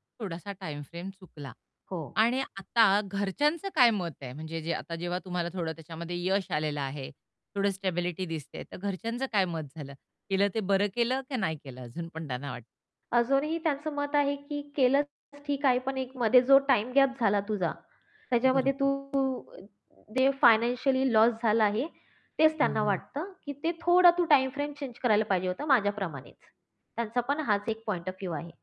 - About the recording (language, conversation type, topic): Marathi, podcast, कधी तुम्हाला अचानक मोठा निर्णय घ्यावा लागला आहे का?
- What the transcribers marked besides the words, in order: tapping; distorted speech; bird; in English: "पॉइंट ऑफ व्ह्यू"